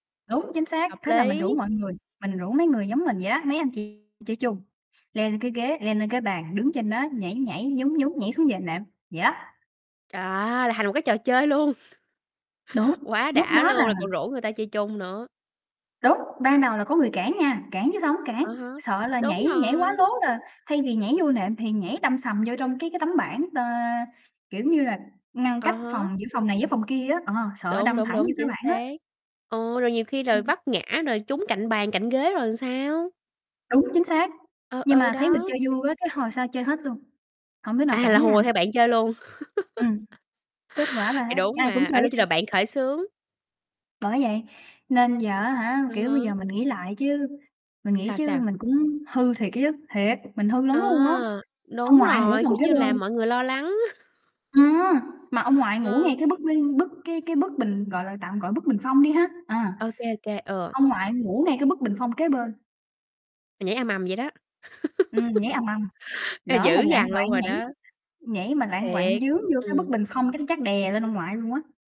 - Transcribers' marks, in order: distorted speech; chuckle; other background noise; laugh; tapping; chuckle; laugh
- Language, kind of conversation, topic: Vietnamese, podcast, Bạn có còn nhớ lần tò mò lớn nhất hồi bé của mình không?